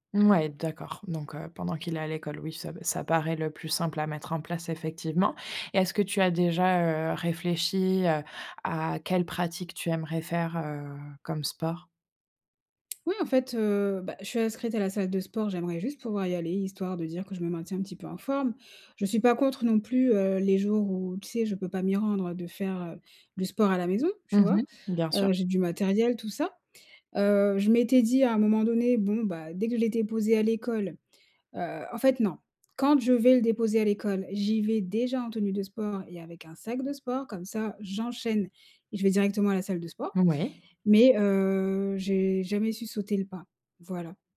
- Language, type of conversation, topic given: French, advice, Comment puis-je commencer une nouvelle habitude en avançant par de petites étapes gérables chaque jour ?
- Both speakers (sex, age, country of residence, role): female, 25-29, France, advisor; female, 30-34, France, user
- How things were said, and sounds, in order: tapping; stressed: "sac de sport"